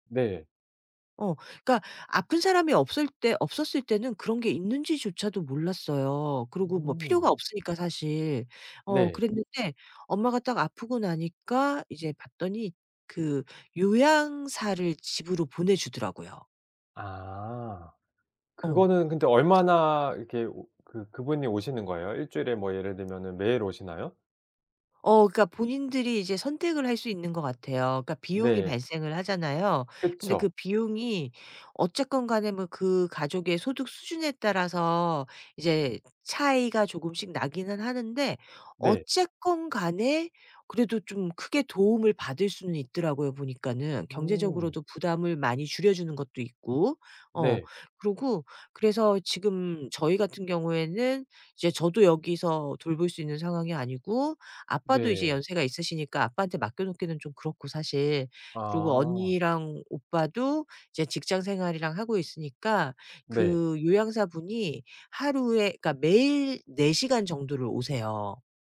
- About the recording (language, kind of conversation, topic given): Korean, advice, 가족 돌봄 책임에 대해 어떤 점이 가장 고민되시나요?
- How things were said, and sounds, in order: none